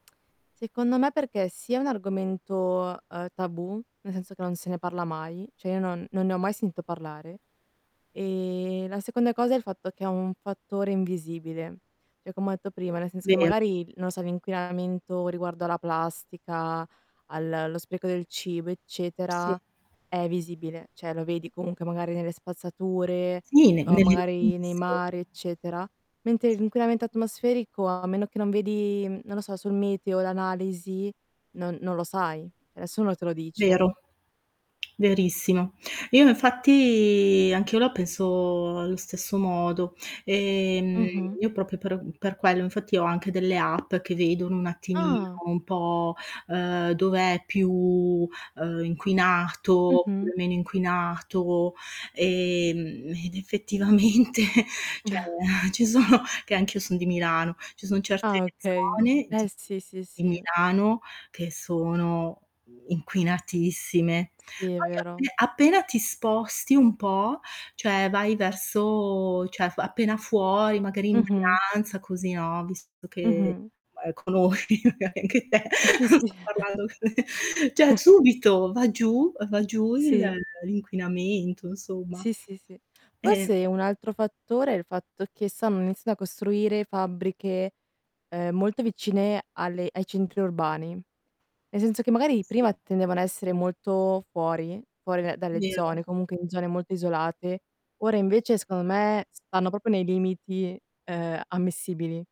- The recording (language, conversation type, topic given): Italian, unstructured, Che cosa diresti a chi ignora l’inquinamento atmosferico?
- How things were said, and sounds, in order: "cioè" said as "ceh"; "Cioè" said as "ceh"; static; distorted speech; "cioè" said as "ceh"; unintelligible speech; "cioè" said as "ceh"; lip smack; drawn out: "infatti"; "proprio" said as "propio"; tapping; laughing while speaking: "ed effettivamente"; chuckle; laughing while speaking: "ci sono"; chuckle; laughing while speaking: "conosci magari anche te, non sto parlando"; chuckle; "cioè" said as "ceh"; "urbani" said as "orbani"; "senso" said as "senzo"; "proprio" said as "propio"